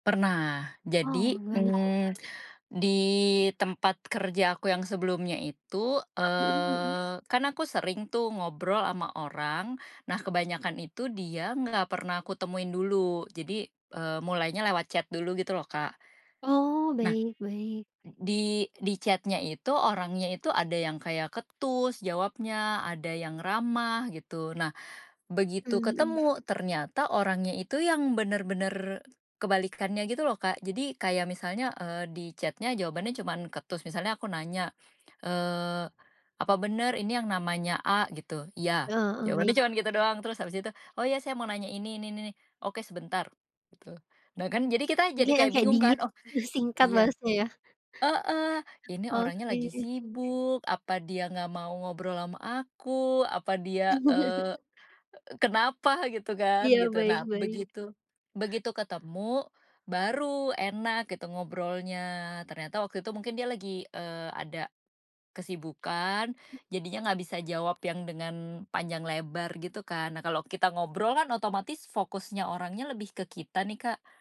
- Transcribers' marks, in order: other background noise; in English: "chat"; background speech; in English: "chat-nya"; in English: "chat-nya"; chuckle
- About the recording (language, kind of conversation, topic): Indonesian, podcast, Menurutmu, apa perbedaan antara berbicara langsung dan mengobrol lewat pesan singkat?